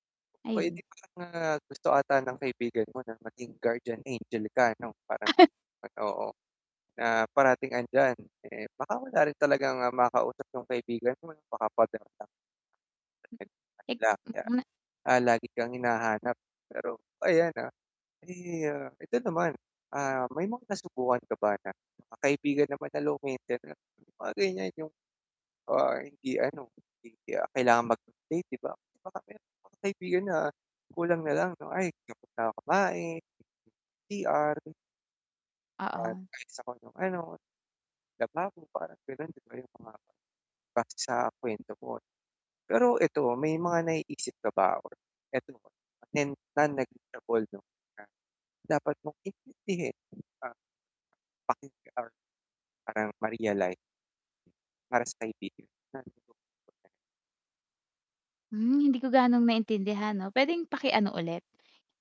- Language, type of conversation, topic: Filipino, advice, Paano ko mapapanatili ang pagkakaibigan kahit abala ako sa trabaho?
- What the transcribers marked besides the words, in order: distorted speech; laugh; unintelligible speech; unintelligible speech; tapping; unintelligible speech; unintelligible speech; unintelligible speech; unintelligible speech